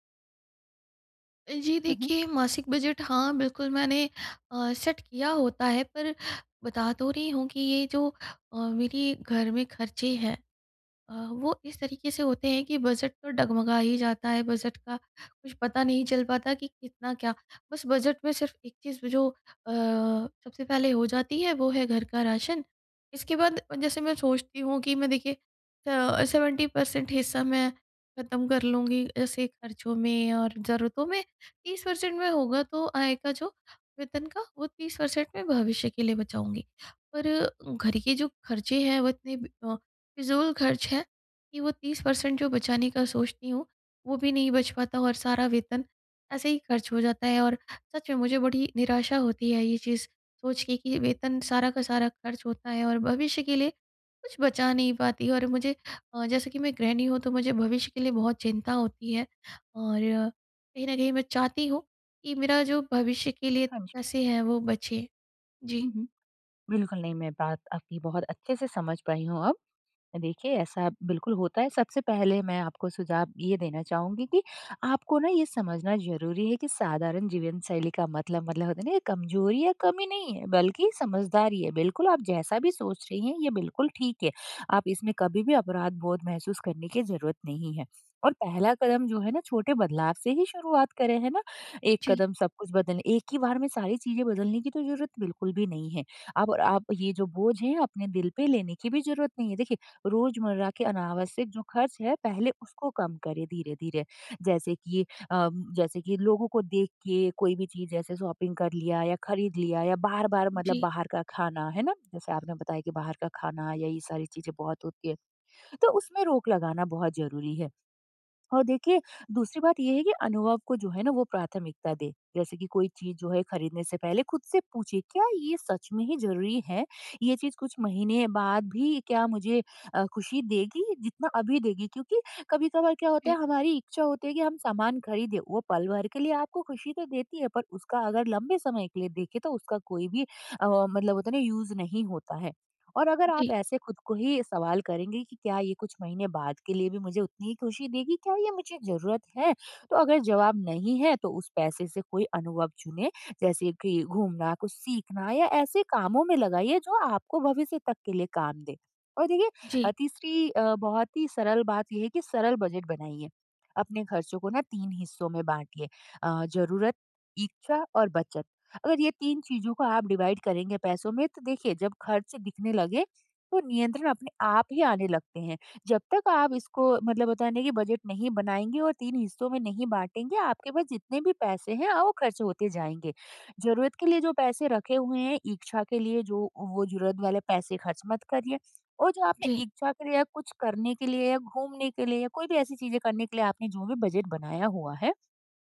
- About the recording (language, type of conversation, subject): Hindi, advice, मैं साधारण जीवनशैली अपनाकर अपने खर्च को कैसे नियंत्रित कर सकता/सकती हूँ?
- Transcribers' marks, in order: in English: "सेट"; in English: "सेवेंटी परसेंट"; in English: "परसेंट"; in English: "परसेंट"; in English: "परसेंट"; in English: "शॉपिंग"; in English: "यूज़"; in English: "डिवाइड"